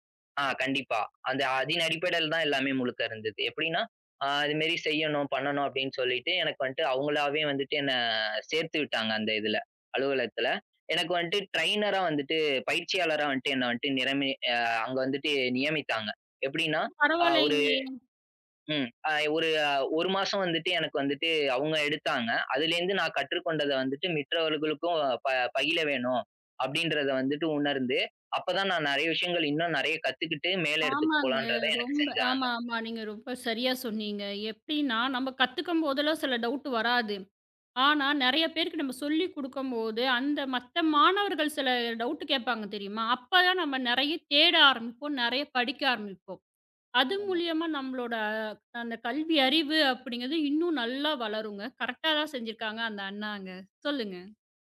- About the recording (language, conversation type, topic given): Tamil, podcast, தொடரும் வழிகாட்டல் உறவை எப்படிச் சிறப்பாகப் பராமரிப்பீர்கள்?
- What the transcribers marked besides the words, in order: in English: "டிரையினரா"; in English: "டவுட்"; in English: "டவுட்"; unintelligible speech; in English: "கரெக்டா"